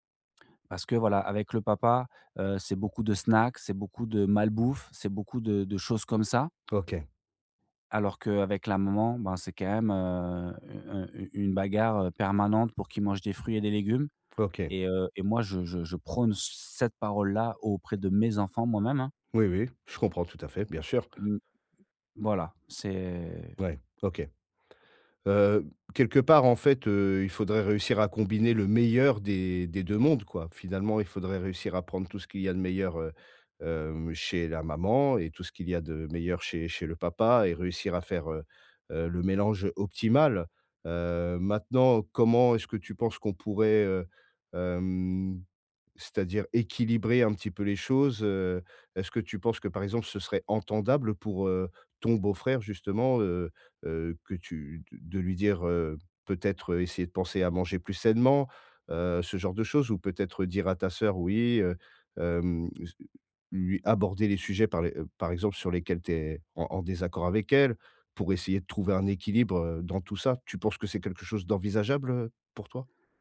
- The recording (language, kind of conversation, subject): French, advice, Comment régler calmement nos désaccords sur l’éducation de nos enfants ?
- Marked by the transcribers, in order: drawn out: "c'est"